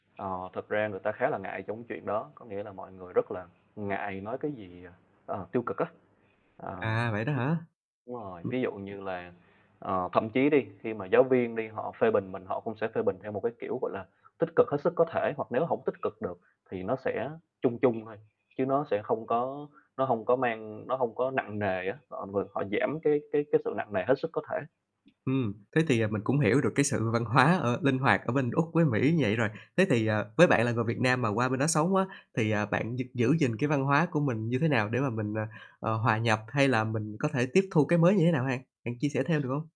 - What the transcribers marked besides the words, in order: static; unintelligible speech; other background noise; laughing while speaking: "hóa"; tapping
- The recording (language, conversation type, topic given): Vietnamese, podcast, Làm sao bạn giữ gìn văn hóa của mình khi sống ở nơi khác?